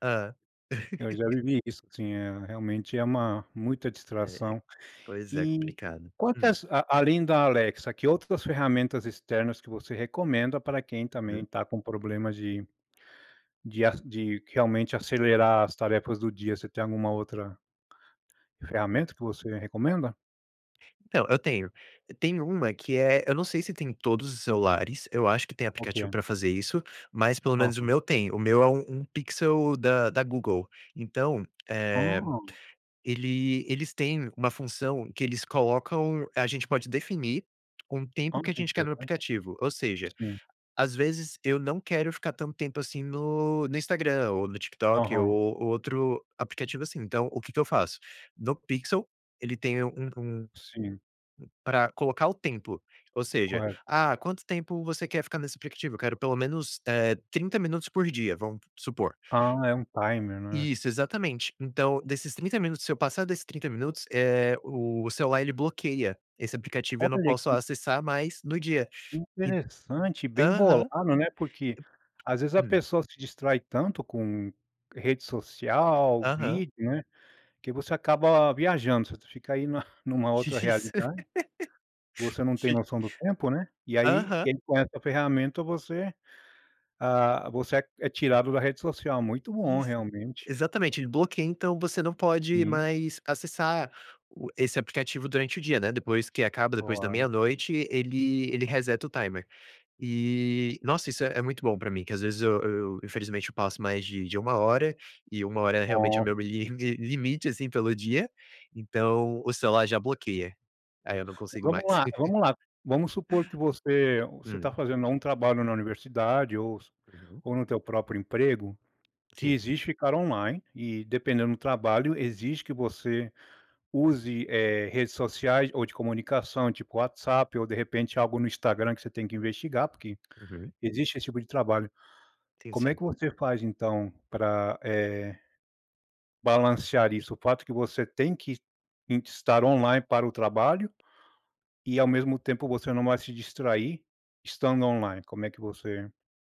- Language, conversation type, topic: Portuguese, podcast, Que truques digitais você usa para evitar procrastinar?
- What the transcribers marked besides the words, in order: laugh; unintelligible speech; other background noise; tapping; laughing while speaking: "Isso"; laugh; laugh